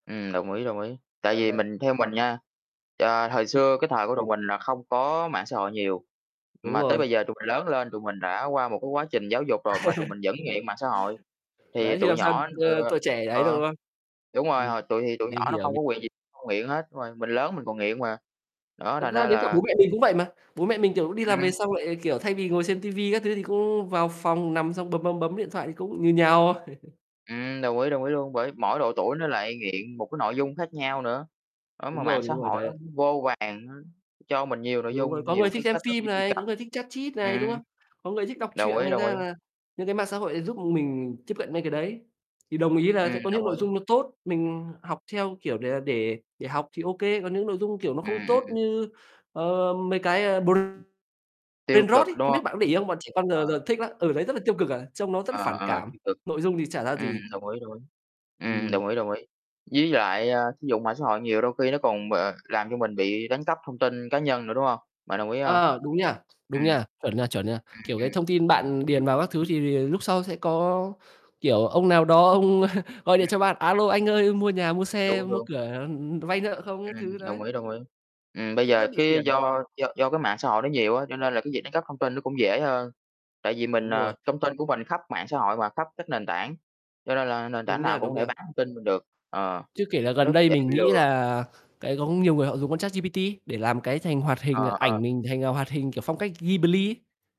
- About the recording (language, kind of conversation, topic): Vietnamese, unstructured, Bạn nghĩ sao về việc nhiều người dành quá nhiều thời gian cho mạng xã hội?
- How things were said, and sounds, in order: other background noise; tapping; laugh; distorted speech; static; chuckle; other noise; in English: "Brainrot"; laughing while speaking: "ông"; "Ghibli" said as "ghi bờ li"